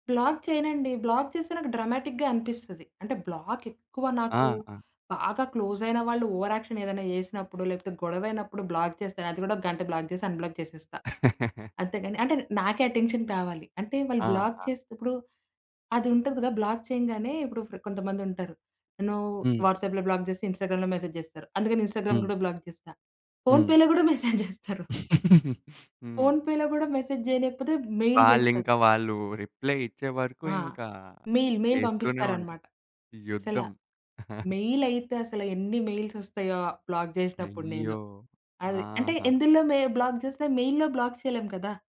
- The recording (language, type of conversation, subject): Telugu, podcast, ఒకరు మీ సందేశాన్ని చూసి కూడా వెంటనే జవాబు ఇవ్వకపోతే మీరు ఎలా భావిస్తారు?
- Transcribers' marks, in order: in English: "బ్లాక్"; in English: "బ్లాక్"; in English: "డ్రామాటిక్‌గా"; in English: "బ్లాక్"; in English: "క్లోస్"; in English: "ఓవర్ యాక్షన్"; in English: "బ్లాక్"; in English: "బ్లాక్"; in English: "అన్‌బ్లాక్"; laugh; in English: "అటెన్షన్"; in English: "బ్లాక్"; in English: "బ్లాక్"; in English: "వాట్సాప్‌లో బ్లాక్"; in English: "ఇన్‌స్టాగ్రామ్‌లో మెసేజ్"; in English: "ఇన్‌స్టాగ్రామ్"; in English: "బ్లాక్"; in English: "ఫోన్‌పేలో"; laughing while speaking: "మెసేజ్ జేస్తరు"; in English: "మెసేజ్"; giggle; in English: "ఫోన్‌పేలో"; in English: "మెసేజ్"; in English: "మెయిల్"; in English: "రిప్లై"; in English: "మెయిల్ మెయిల్"; in English: "మెయిల్"; chuckle; in English: "మెయిల్స్"; in English: "బ్లాక్"; in English: "బ్లాక్"; in English: "మెయిల్‌లో బ్లాక్"